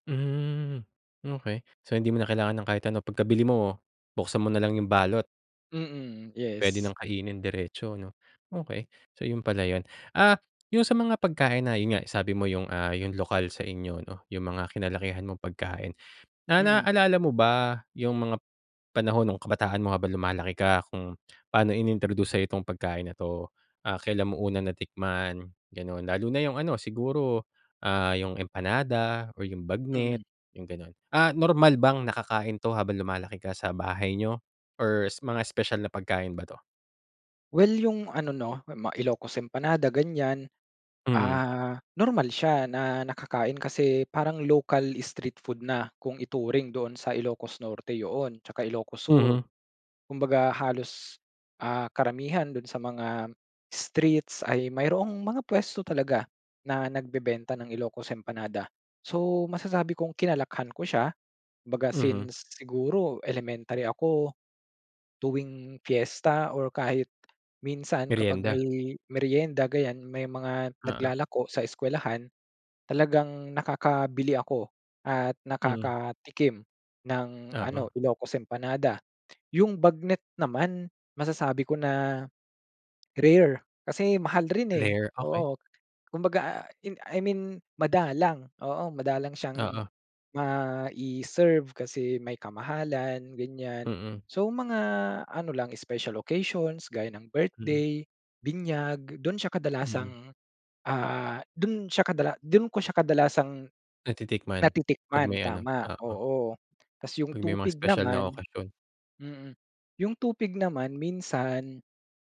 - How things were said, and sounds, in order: in English: "ocal street food"; other background noise; in English: "special occasions"
- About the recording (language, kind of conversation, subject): Filipino, podcast, Anong lokal na pagkain ang hindi mo malilimutan, at bakit?